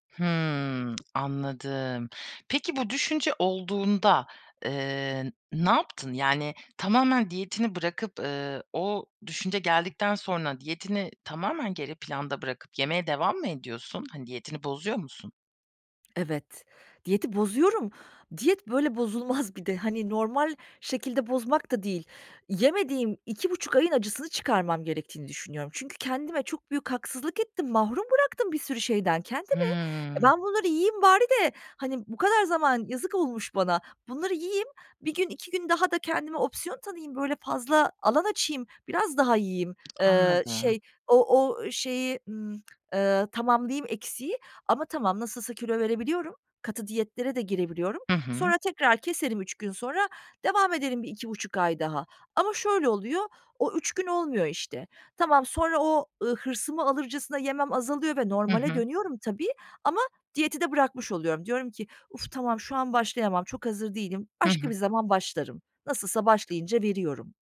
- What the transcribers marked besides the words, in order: other background noise; tapping; laughing while speaking: "bozulmaz"
- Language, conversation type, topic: Turkish, advice, Kilo vermeye çalışırken neden sürekli motivasyon kaybı yaşıyorum?